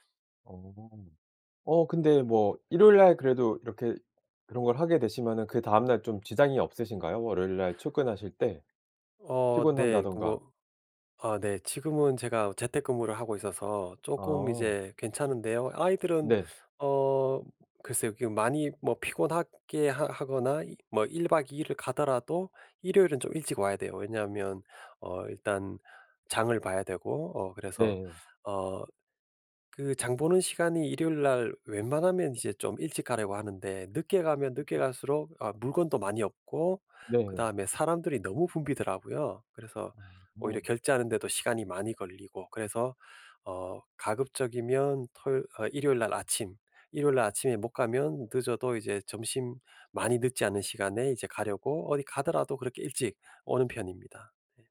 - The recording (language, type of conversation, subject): Korean, podcast, 주말을 알차게 보내는 방법은 무엇인가요?
- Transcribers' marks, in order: other background noise